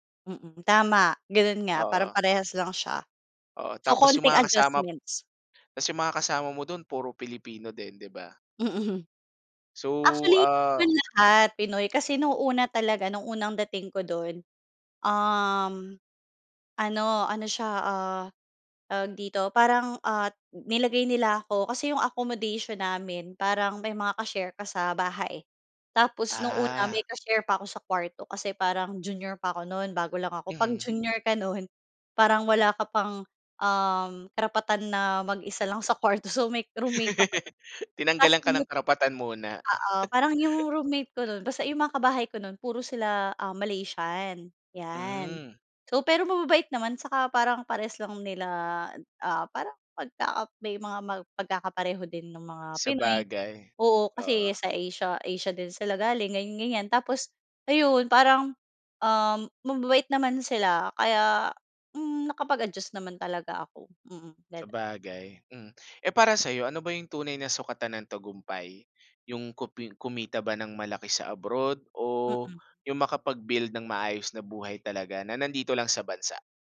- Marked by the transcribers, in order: laughing while speaking: "Mm"; laughing while speaking: "nun"; laughing while speaking: "kuwarto"; laugh; laugh
- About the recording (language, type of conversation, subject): Filipino, podcast, Ano ang mga tinitimbang mo kapag pinag-iisipan mong manirahan sa ibang bansa?